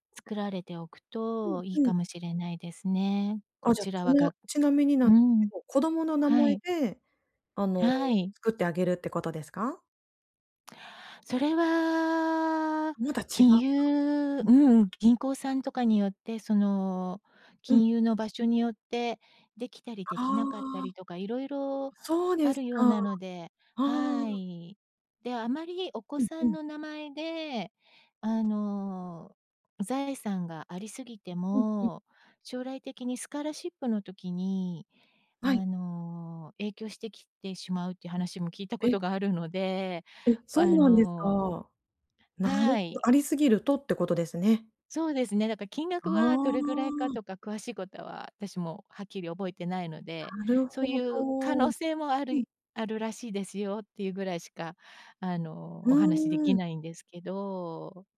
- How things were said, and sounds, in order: other noise; drawn out: "それは"; tapping; in English: "スカラシップ"
- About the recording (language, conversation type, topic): Japanese, advice, 収入が増えたときに浪費を防ぎつつ、お金の習慣を改善して目標を立てるにはどうすればいいですか？